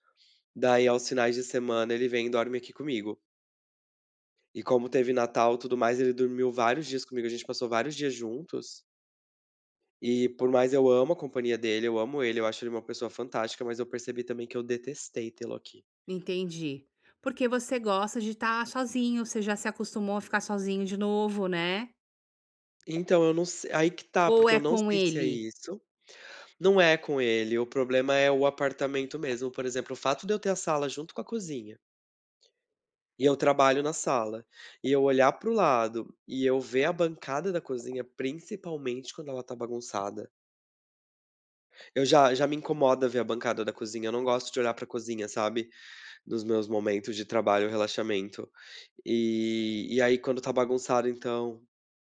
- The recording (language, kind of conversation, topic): Portuguese, advice, Como posso realmente desligar e relaxar em casa?
- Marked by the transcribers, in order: none